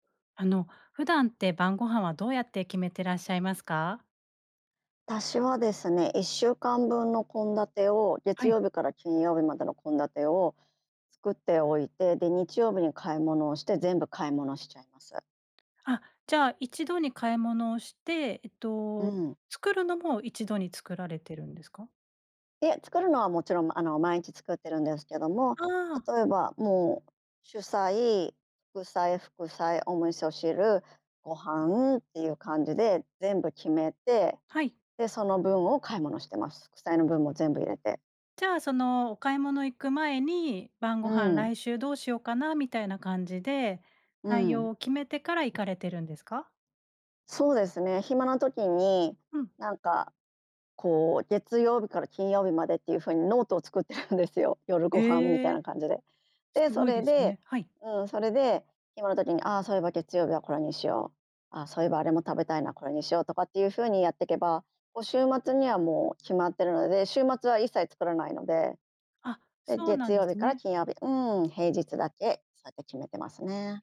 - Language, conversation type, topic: Japanese, podcast, 晩ごはんはどうやって決めていますか？
- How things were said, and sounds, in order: laughing while speaking: "作ってるんですよ"